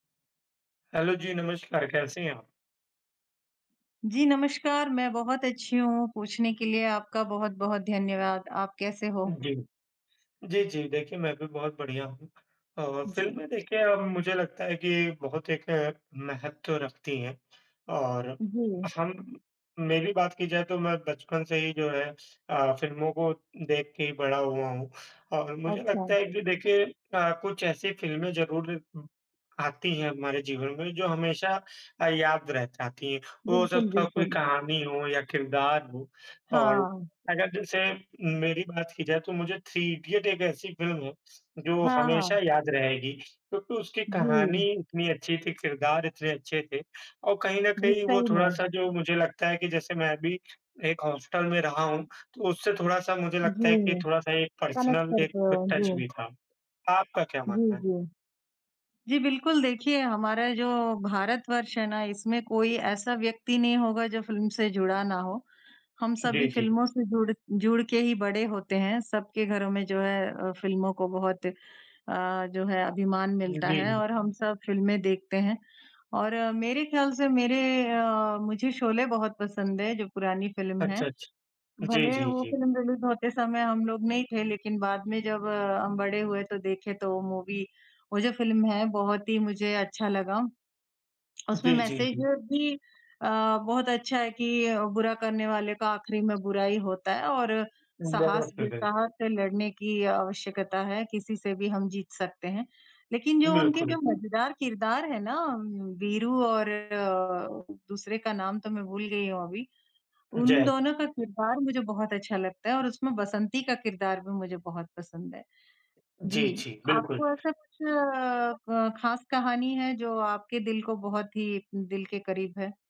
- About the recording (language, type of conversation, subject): Hindi, unstructured, आपको कौन-सी फिल्में हमेशा याद रहती हैं और क्यों?
- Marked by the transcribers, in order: in English: "हैलो"; in English: "हॉस्टल"; in English: "कनेक्ट"; other background noise; in English: "पर्सनल"; in English: "टच"; horn; in English: "रिलीज़"; in English: "मूवी"; tongue click; unintelligible speech